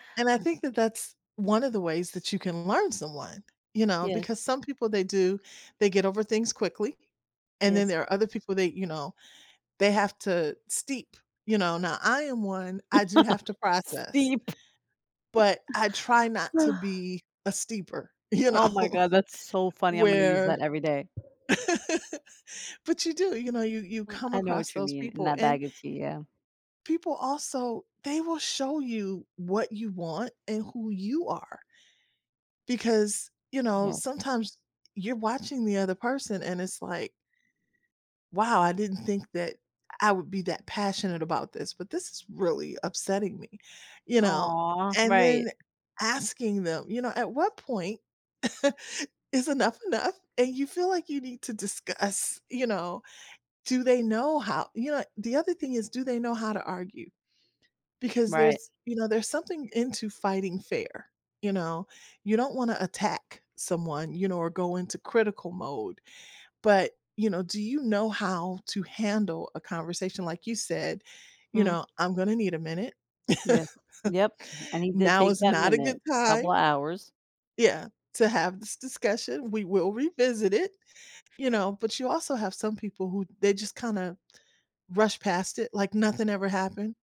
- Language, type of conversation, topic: English, unstructured, How do your values shape what you seek in a relationship?
- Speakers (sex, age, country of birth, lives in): female, 40-44, Turkey, United States; female, 55-59, United States, United States
- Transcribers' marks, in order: other background noise; chuckle; chuckle; sigh; laughing while speaking: "you know"; chuckle; chuckle; chuckle